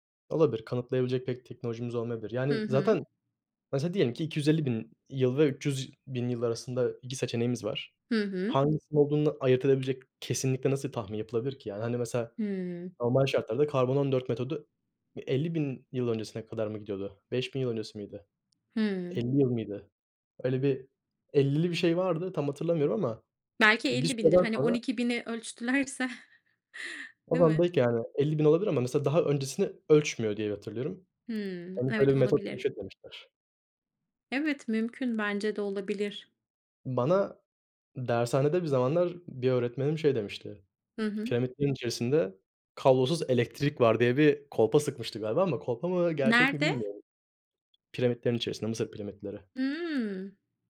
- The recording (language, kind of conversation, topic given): Turkish, unstructured, Hayatında öğrendiğin en ilginç bilgi neydi?
- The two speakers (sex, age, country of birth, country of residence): female, 35-39, Turkey, United States; male, 20-24, Turkey, Hungary
- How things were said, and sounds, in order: tapping; laughing while speaking: "ölçtülerse"; chuckle; other background noise